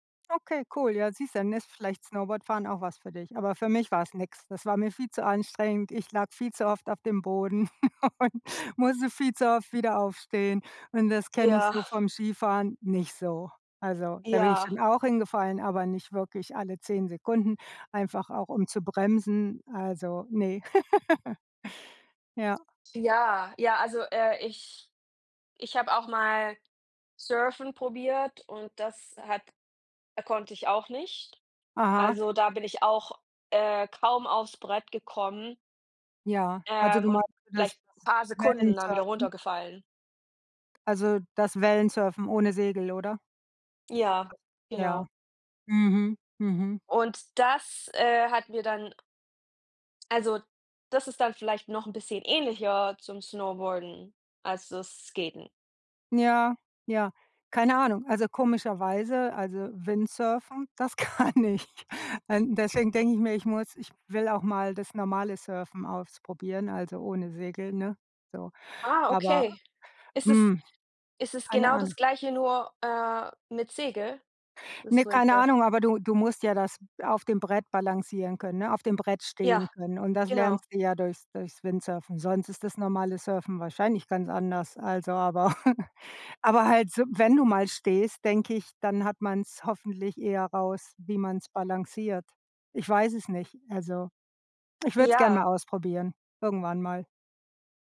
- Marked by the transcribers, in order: chuckle; laughing while speaking: "und"; laugh; unintelligible speech; laughing while speaking: "kann ich"; chuckle
- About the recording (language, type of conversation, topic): German, unstructured, Welche Sportarten machst du am liebsten und warum?